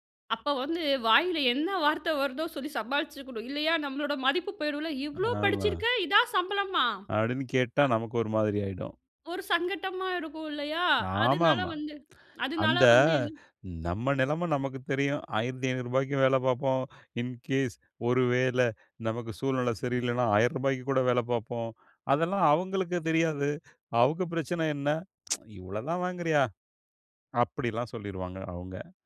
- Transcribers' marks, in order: laughing while speaking: "சமாளிச்சுருக்கனும்"; in English: "இன்கேஸ்"; teeth sucking
- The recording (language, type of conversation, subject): Tamil, podcast, முதலாம் சம்பளம் வாங்கிய நாள் நினைவுகளைப் பற்றி சொல்ல முடியுமா?